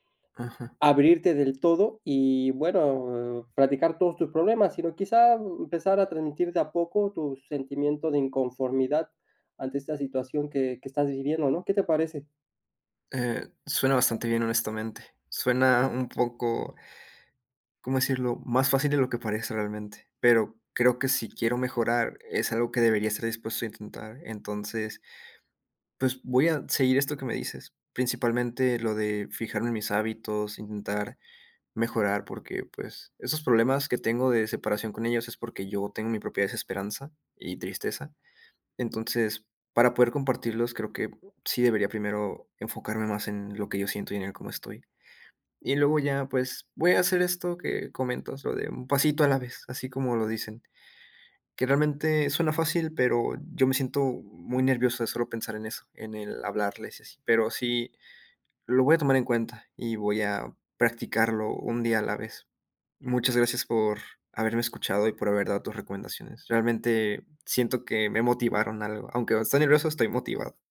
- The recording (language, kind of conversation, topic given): Spanish, advice, ¿Por qué me siento emocionalmente desconectado de mis amigos y mi familia?
- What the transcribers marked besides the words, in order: other background noise